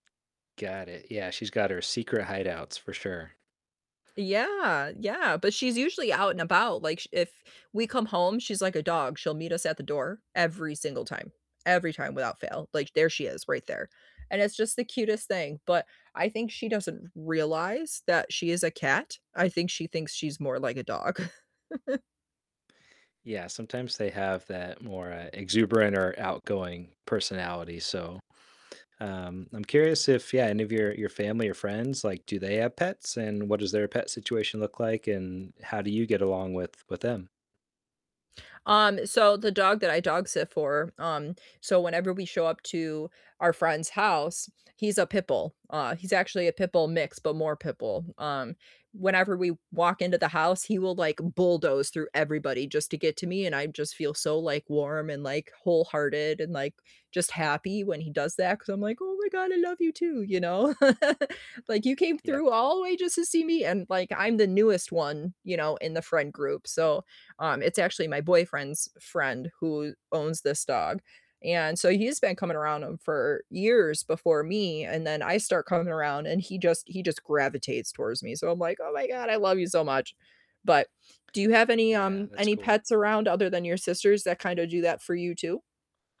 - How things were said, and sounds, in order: tapping; distorted speech; other background noise; static; laugh; put-on voice: "Oh my god, I love you too"; laugh
- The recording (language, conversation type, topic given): English, unstructured, How have your experiences with pets shaped how you connect with family and close friends?
- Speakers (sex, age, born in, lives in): female, 30-34, United States, United States; male, 40-44, United States, United States